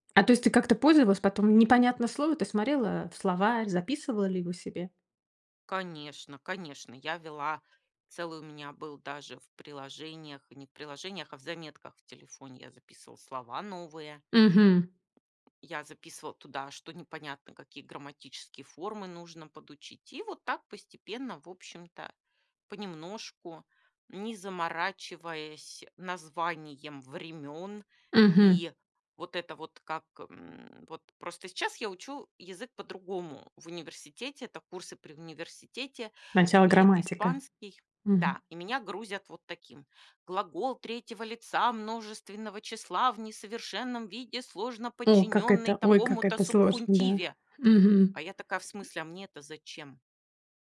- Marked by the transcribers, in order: in Spanish: "субхунтиве"
- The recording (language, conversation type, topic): Russian, podcast, Как, по-твоему, эффективнее всего учить язык?